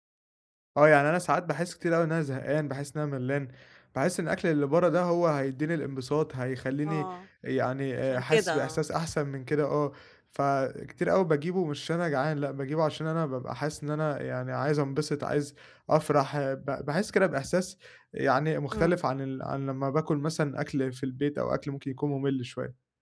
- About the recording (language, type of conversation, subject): Arabic, advice, إزاي أقدر أبدّل عاداتي السلبية بعادات صحية ثابتة؟
- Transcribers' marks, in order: other background noise